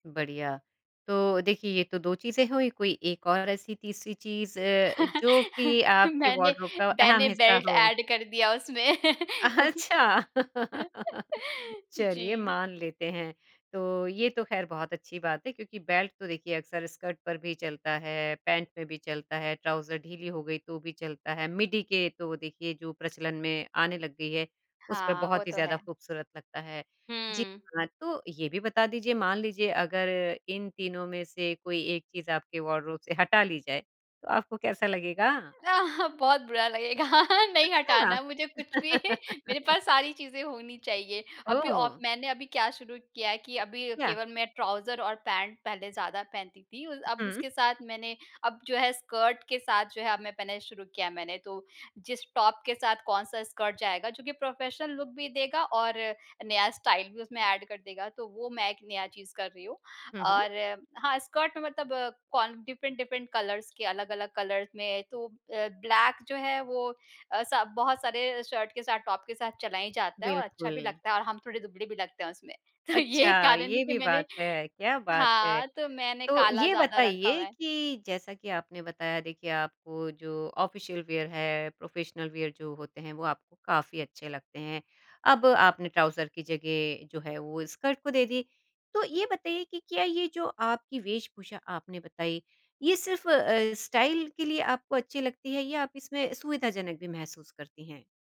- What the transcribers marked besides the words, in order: laugh; laughing while speaking: "मैंने मैंने बेल्ट एड कर दिया उसमें"; in English: "वार्डरोब"; in English: "एड"; chuckle; laugh; in English: "ट्राउज़र"; in English: "वार्डरोब"; laugh; laughing while speaking: "नहीं हटाना मुझे कुछ भी"; laugh; in English: "ट्राउज़र"; in English: "याह"; in English: "प्रोफेशनल लुक"; in English: "स्टाइल"; in English: "एड"; in English: "डिफरेंट-डिफरेंट कलर्स"; in English: "कलर्स"; in English: "ब्लैक"; laughing while speaking: "तो ये कारण है कि मैंने"; in English: "ऑफ़िशियल वियर"; in English: "प्रोफ़ेशनल वियर"; in English: "ट्राउज़र"; in English: "स्टाइल"
- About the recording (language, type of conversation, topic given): Hindi, podcast, आपकी अलमारी की तीन सबसे ज़रूरी चीज़ें कौन-सी हैं?